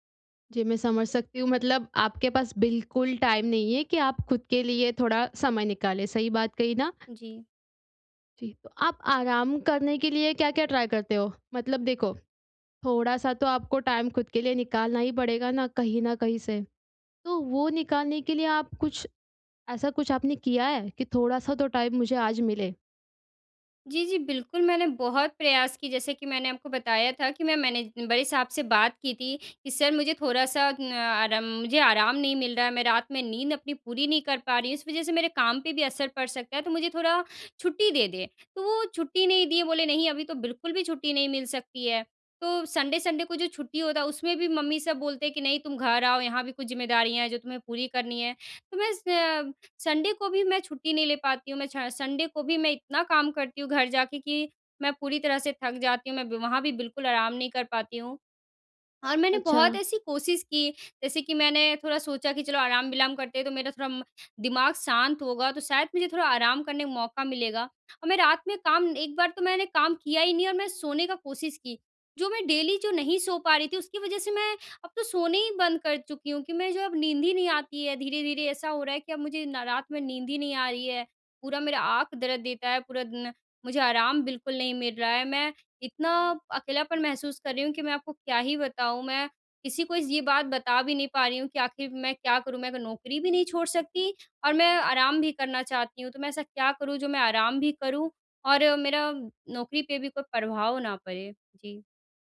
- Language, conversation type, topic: Hindi, advice, आराम के लिए समय निकालने में मुझे कठिनाई हो रही है—मैं क्या करूँ?
- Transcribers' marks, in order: in English: "टाइम"; in English: "ट्राई"; in English: "टाइम"; in English: "टाइम"; in English: "मैनेज"; in English: "सन्डे-सन्डे"; in English: "सन्डे"; in English: "सन्डे"; in English: "डेली"